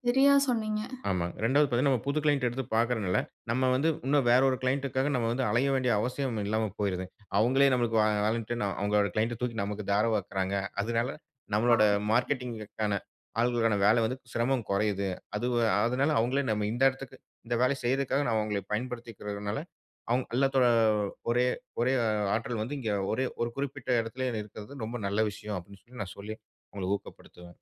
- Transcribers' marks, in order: in English: "கிளையன்ட்"; in English: "கிளையண்ட்"; other noise; in English: "வாலன்டின்"; in English: "கிளையன்ட்"; in English: "மார்க்கெட்டிங்"
- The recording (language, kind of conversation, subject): Tamil, podcast, ஒரு தலைவராக மக்கள் நம்பிக்கையைப் பெற நீங்கள் என்ன செய்கிறீர்கள்?